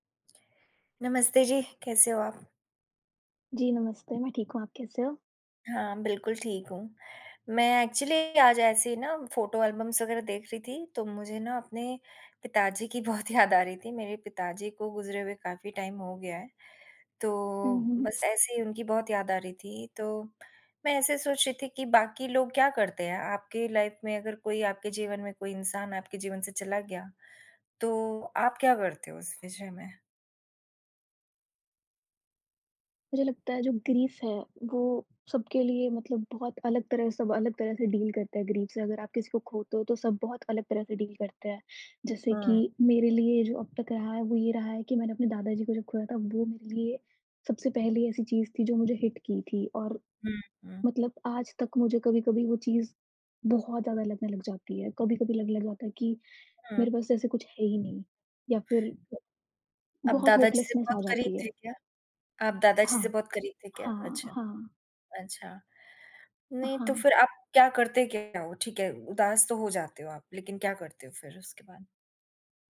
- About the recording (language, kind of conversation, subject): Hindi, unstructured, जिस इंसान को आपने खोया है, उसने आपको क्या सिखाया?
- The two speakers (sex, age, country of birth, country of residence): female, 20-24, India, India; female, 50-54, India, United States
- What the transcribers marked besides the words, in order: in English: "एक्चुअली"; in English: "एल्बम्स"; laughing while speaking: "बहुत"; in English: "टाइम"; in English: "लाइफ़"; in English: "ग्रीफ़"; in English: "डील"; in English: "ग्रीफ़"; in English: "डील"; in English: "हिट"; other background noise; in English: "होपलेस्नेस"